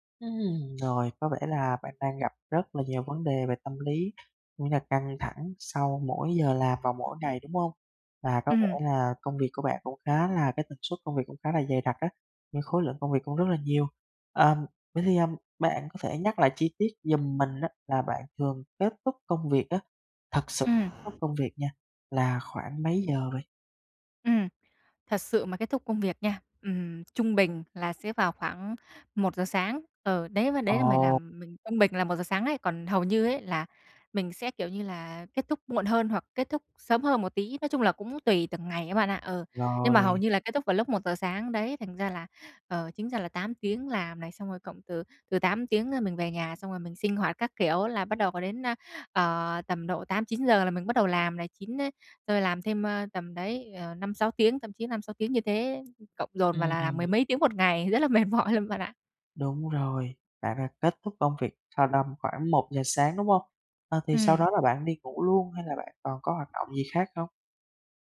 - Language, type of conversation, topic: Vietnamese, advice, Làm sao để giảm căng thẳng sau giờ làm mỗi ngày?
- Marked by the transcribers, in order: tapping; other background noise; laughing while speaking: "mệt mỏi luôn"